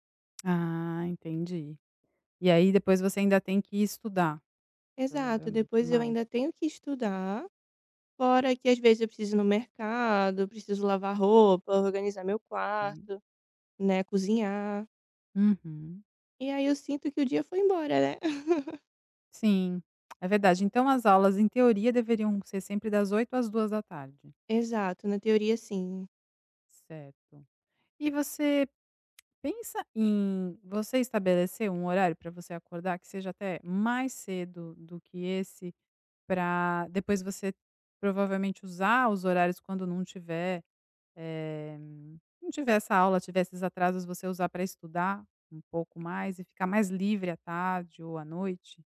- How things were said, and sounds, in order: tapping; chuckle; drawn out: "eh"
- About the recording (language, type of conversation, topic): Portuguese, advice, Como posso manter uma rotina diária de trabalho ou estudo, mesmo quando tenho dificuldade?